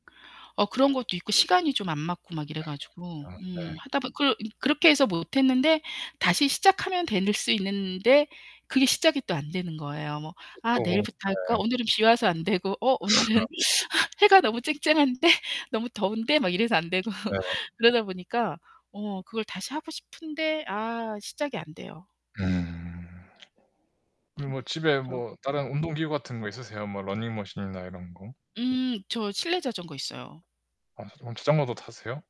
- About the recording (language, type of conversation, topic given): Korean, unstructured, 좋아하는 아침 루틴이 있나요?
- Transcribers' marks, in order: distorted speech; other background noise; laughing while speaking: "되고"; laughing while speaking: "스너"; laughing while speaking: "오늘은"; laugh; laughing while speaking: "쨍쨍한데?"; laughing while speaking: "되고"